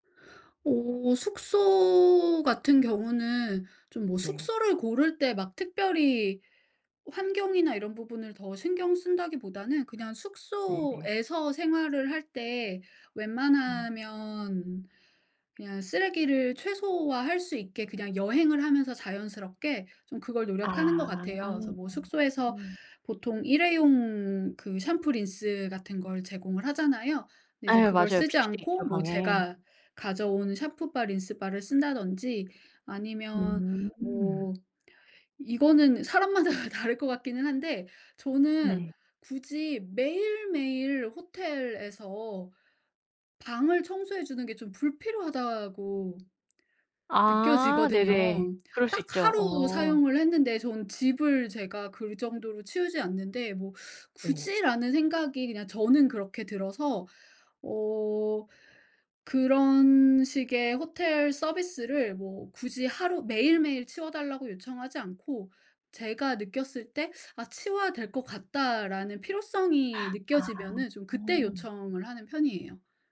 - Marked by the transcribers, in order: other background noise; laughing while speaking: "사람마다"; background speech; gasp
- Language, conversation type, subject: Korean, podcast, 여행할 때 환경을 배려하는 방법은 무엇인가요?